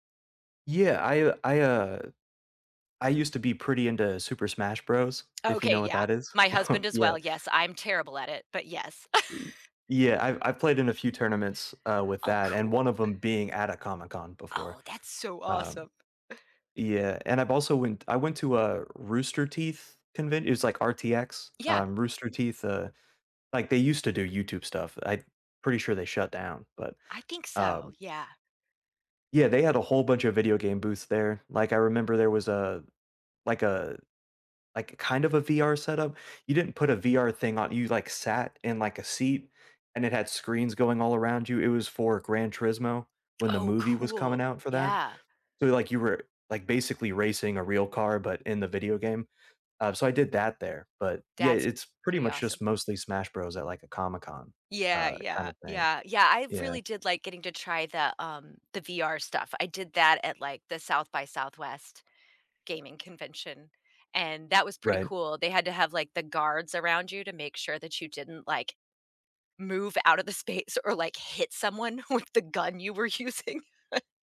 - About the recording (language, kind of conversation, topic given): English, unstructured, How do your traditions adapt in the digital age while keeping connection and meaning alive?
- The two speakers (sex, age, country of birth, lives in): female, 50-54, United States, United States; male, 30-34, United States, United States
- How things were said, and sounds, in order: chuckle; chuckle; laughing while speaking: "space"; laughing while speaking: "someone with"; laughing while speaking: "using"; chuckle